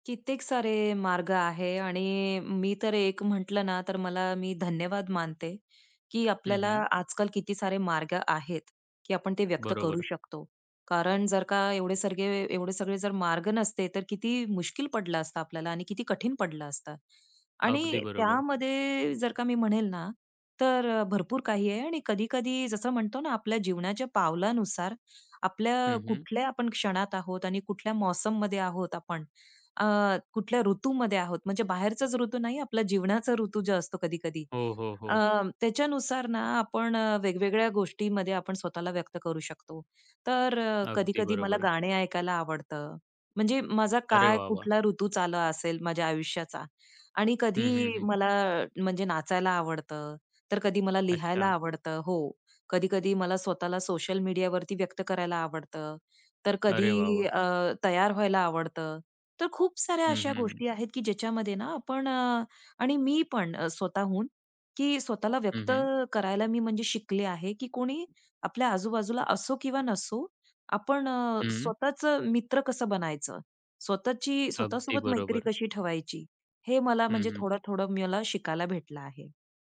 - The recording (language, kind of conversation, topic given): Marathi, podcast, तुम्ही स्वतःला व्यक्त करण्यासाठी सर्वात जास्त कोणता मार्ग वापरता?
- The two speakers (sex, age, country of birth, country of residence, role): female, 35-39, India, United States, guest; male, 25-29, India, India, host
- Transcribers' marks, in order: "सगळे" said as "सरगे"; other background noise